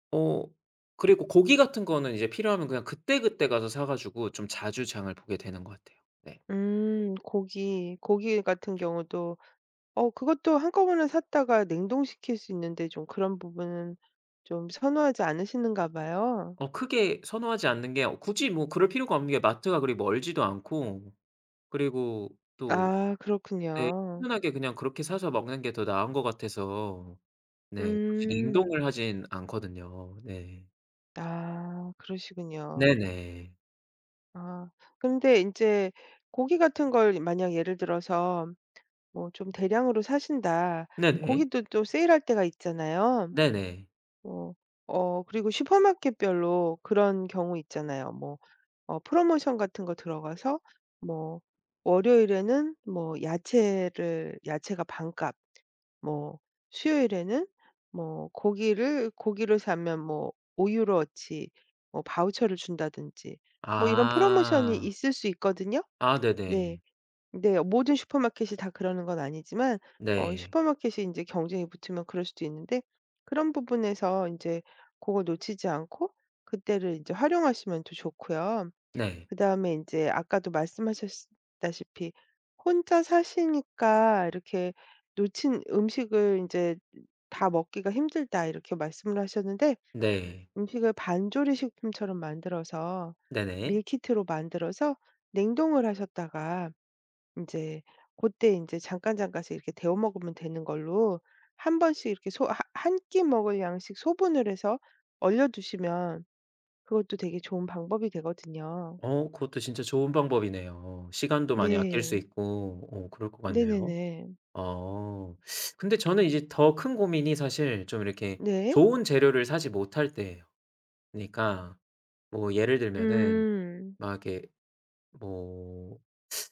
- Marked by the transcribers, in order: tapping; other background noise
- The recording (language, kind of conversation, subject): Korean, advice, 예산이 부족해서 건강한 음식을 사기가 부담스러운 경우, 어떻게 하면 좋을까요?